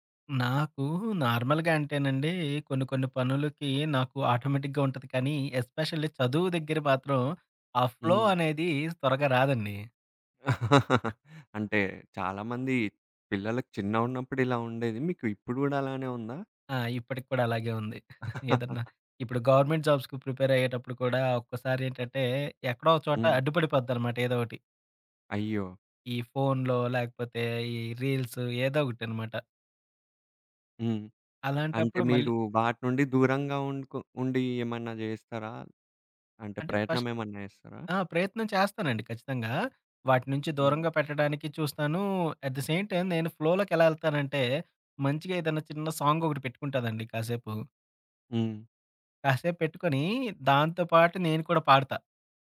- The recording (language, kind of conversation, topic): Telugu, podcast, ఫ్లోలోకి మీరు సాధారణంగా ఎలా చేరుకుంటారు?
- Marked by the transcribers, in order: in English: "నార్మల్‌గా"; in English: "ఆటోమేటిక్‌గా"; in English: "ఎస్పెషల్లీ"; in English: "ఫ్లో"; laugh; tapping; chuckle; laugh; in English: "గవర్నమెంట్ జాబ్స్‌కి ప్రిపేర్"; in English: "ఫస్ట్"; in English: "అట్ ది సేమ్ టైం"; in English: "సాంగ్"